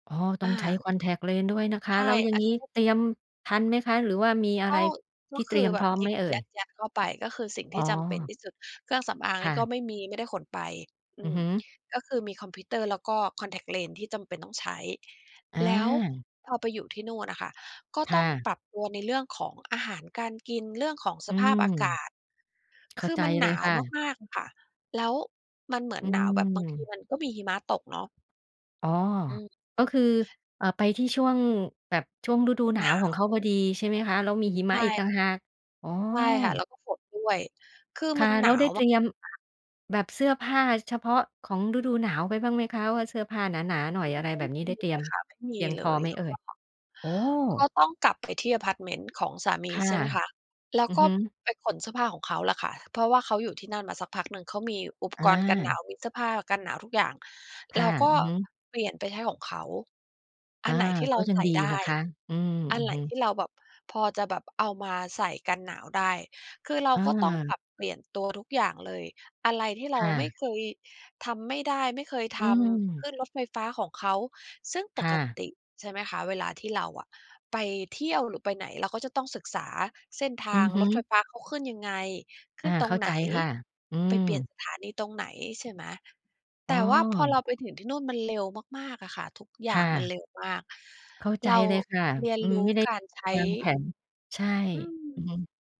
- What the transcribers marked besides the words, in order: unintelligible speech; unintelligible speech
- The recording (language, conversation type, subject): Thai, podcast, คุณช่วยเล่าเหตุการณ์ที่คุณต้องปรับตัวอย่างรวดเร็วมากให้ฟังหน่อยได้ไหม?